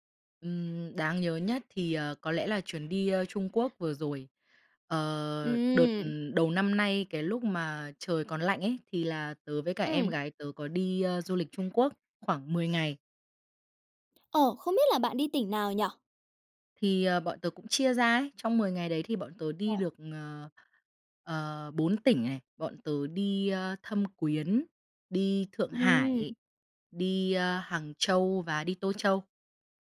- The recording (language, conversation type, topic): Vietnamese, podcast, Bạn có thể kể về một sai lầm khi đi du lịch và bài học bạn rút ra từ đó không?
- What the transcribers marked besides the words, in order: tapping